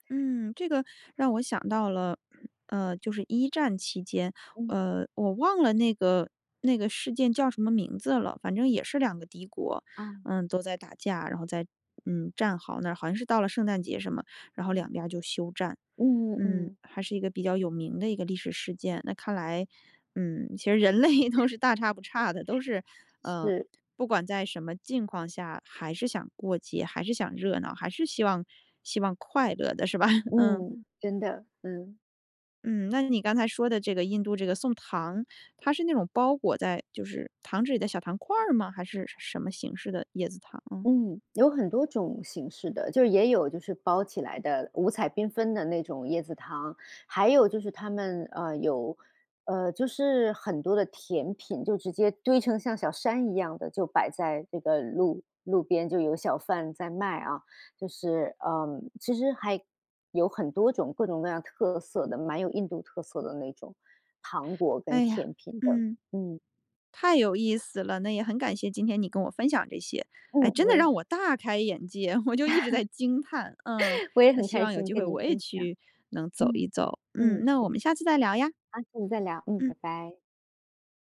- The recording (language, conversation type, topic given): Chinese, podcast, 旅行中你最有趣的节日经历是什么？
- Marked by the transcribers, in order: other background noise; laughing while speaking: "人类都是大差不差的，都是"; laughing while speaking: "是吧？"; joyful: "真的让我大开眼界"; laughing while speaking: "我就一直在"; laugh